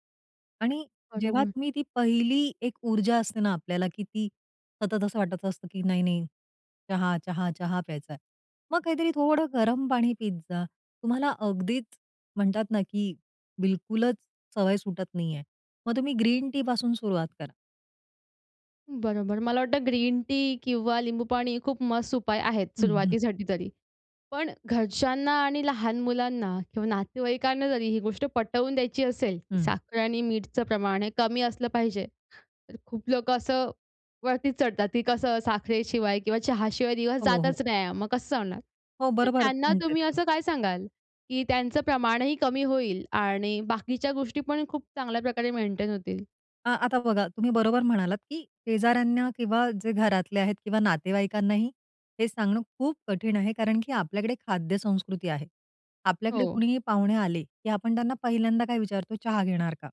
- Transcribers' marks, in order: none
- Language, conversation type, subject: Marathi, podcast, साखर आणि मीठ कमी करण्याचे सोपे उपाय